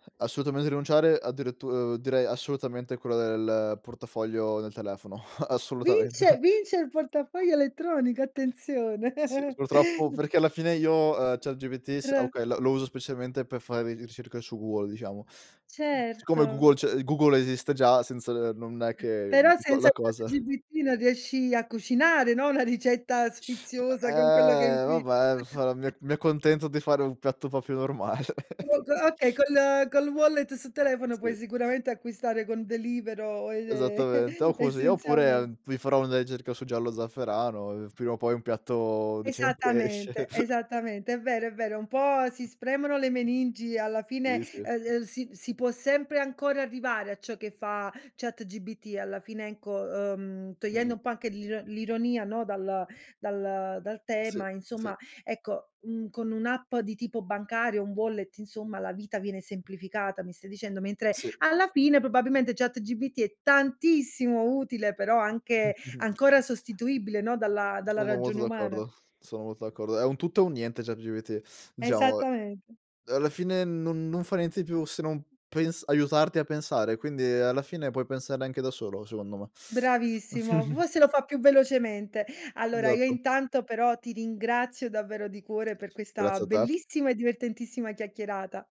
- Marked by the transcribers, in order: chuckle; chuckle; drawn out: "Eh"; exhale; unintelligible speech; chuckle; unintelligible speech; chuckle; in English: "wallet"; chuckle; chuckle; "ChatGPT" said as "ChatGBT"; in English: "wallet"; "ChatGPT" said as "ChatGBT"; stressed: "tantissimo"; chuckle; other noise; teeth sucking; chuckle; tapping; stressed: "bellissima"
- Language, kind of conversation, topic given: Italian, podcast, Quale app ti ha davvero semplificato la vita?